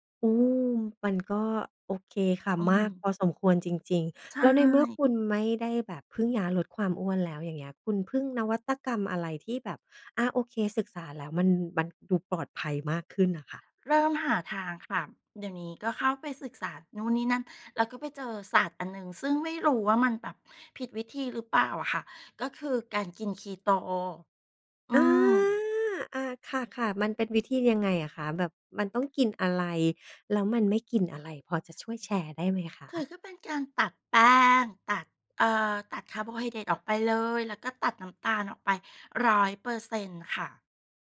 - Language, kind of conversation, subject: Thai, podcast, คุณเริ่มต้นจากตรงไหนเมื่อจะสอนตัวเองเรื่องใหม่ๆ?
- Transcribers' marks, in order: other background noise; tapping